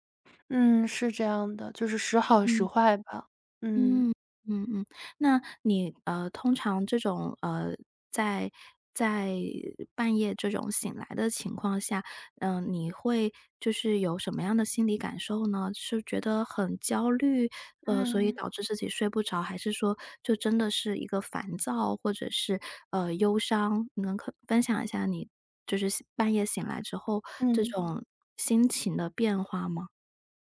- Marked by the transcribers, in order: none
- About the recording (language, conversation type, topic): Chinese, advice, 你经常半夜醒来后很难再睡着吗？